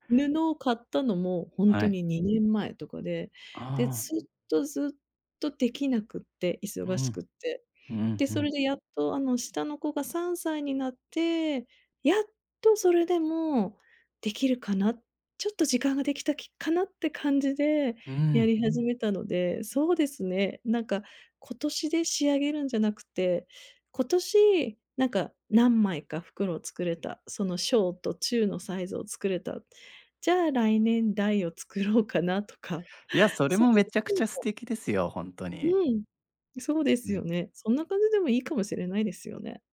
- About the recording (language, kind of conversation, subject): Japanese, advice, 日常の忙しさで創作の時間を確保できない
- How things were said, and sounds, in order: unintelligible speech